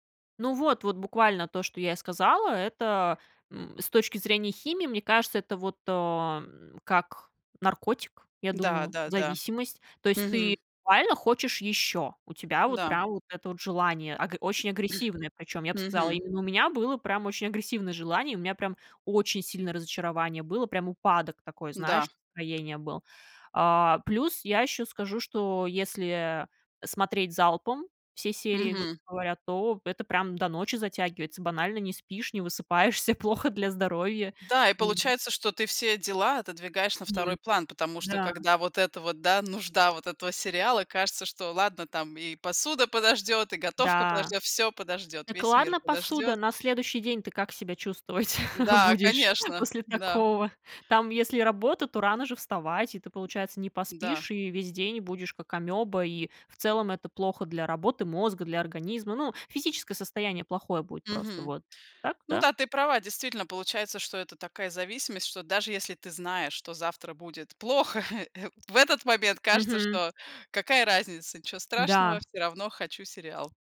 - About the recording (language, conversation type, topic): Russian, podcast, Почему, по-твоему, сериалы так затягивают?
- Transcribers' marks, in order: throat clearing; tapping; laughing while speaking: "чувствовать"; other background noise; chuckle